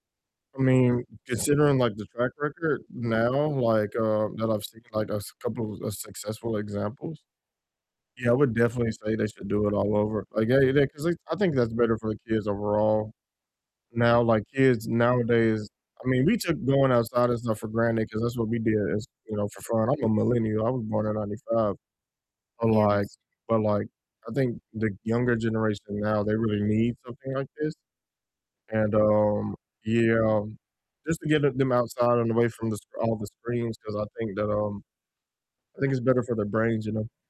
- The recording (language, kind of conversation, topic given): English, unstructured, Which nearby trail or neighborhood walk do you love recommending, and why should we try it together?
- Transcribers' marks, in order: static; distorted speech; other background noise